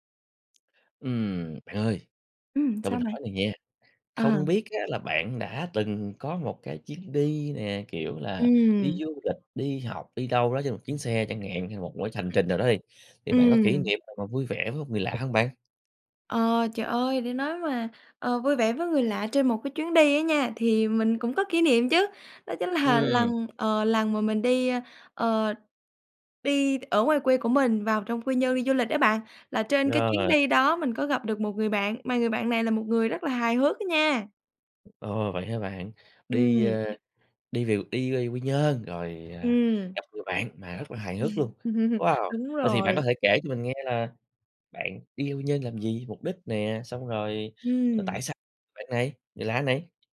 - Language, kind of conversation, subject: Vietnamese, podcast, Bạn có kỷ niệm hài hước nào với người lạ trong một chuyến đi không?
- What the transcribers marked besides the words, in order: tapping; laughing while speaking: "là"; chuckle